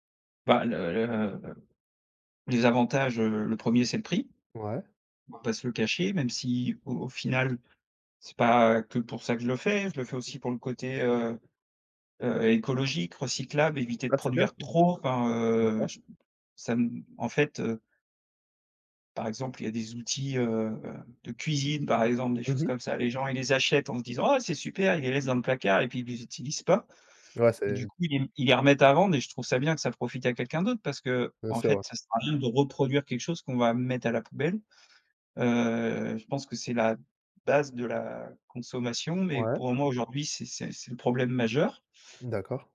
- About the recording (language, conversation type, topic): French, podcast, Préfères-tu acheter neuf ou d’occasion, et pourquoi ?
- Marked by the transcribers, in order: put-on voice: "Ah ! C'est super !"